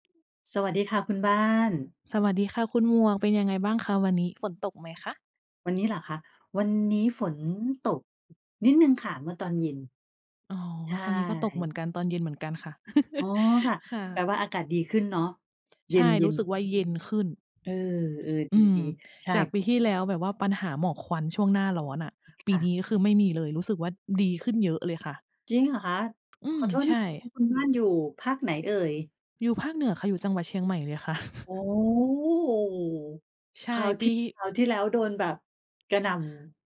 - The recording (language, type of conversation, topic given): Thai, unstructured, อะไรคือสิ่งที่ทำให้คุณรู้สึกขอบคุณในชีวิต?
- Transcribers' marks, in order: tapping; chuckle; chuckle; other background noise